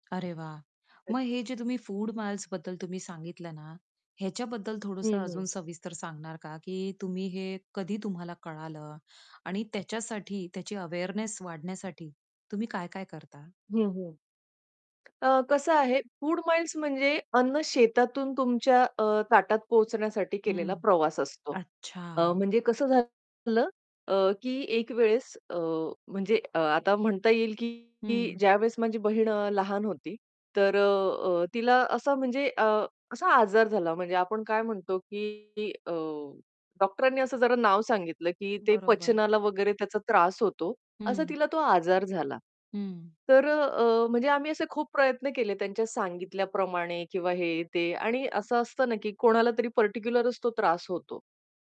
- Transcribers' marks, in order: static; distorted speech; in English: "अवेअरनेस"; mechanical hum
- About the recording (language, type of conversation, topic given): Marathi, podcast, स्थानिक आणि मौसमी अन्नामुळे पर्यावरणाला कोणते फायदे होतात?